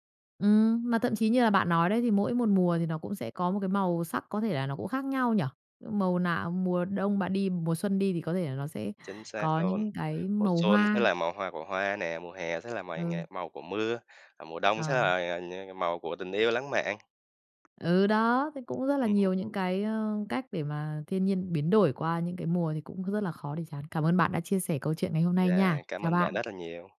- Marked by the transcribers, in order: tapping; unintelligible speech
- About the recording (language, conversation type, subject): Vietnamese, podcast, Bạn muốn giới thiệu địa điểm thiên nhiên nào ở Việt Nam cho bạn bè?